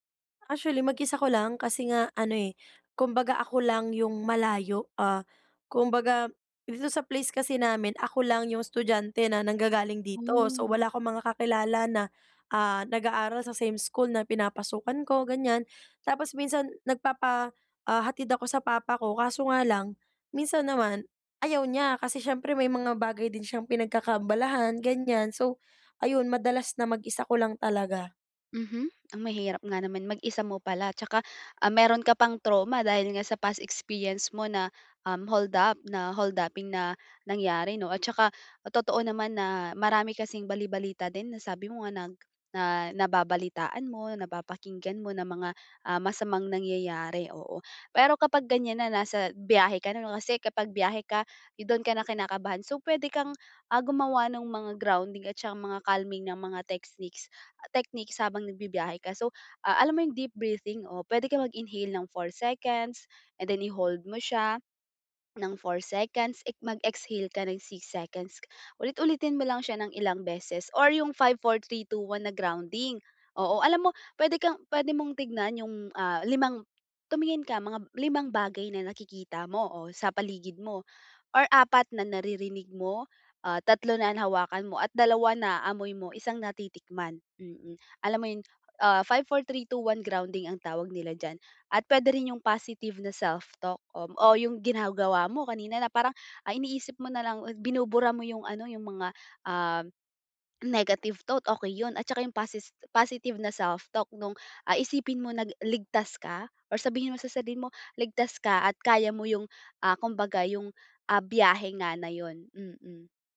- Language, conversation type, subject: Filipino, advice, Paano ko mababawasan ang kaba at takot ko kapag nagbibiyahe?
- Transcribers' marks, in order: tapping